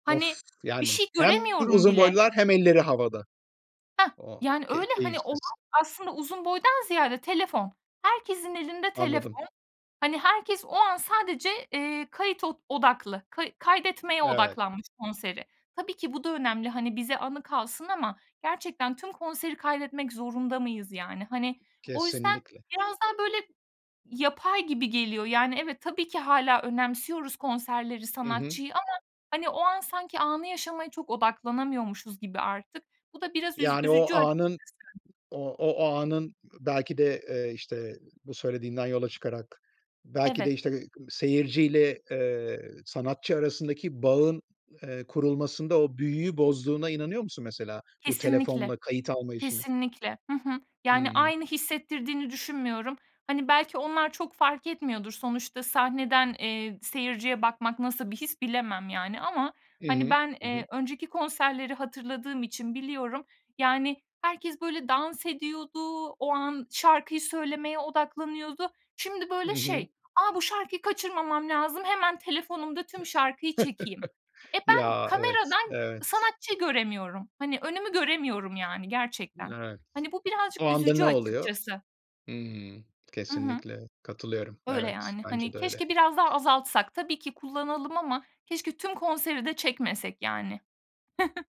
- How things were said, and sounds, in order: other background noise; chuckle; chuckle
- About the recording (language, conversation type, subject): Turkish, podcast, Sence konserlerin büyüsü nereden geliyor?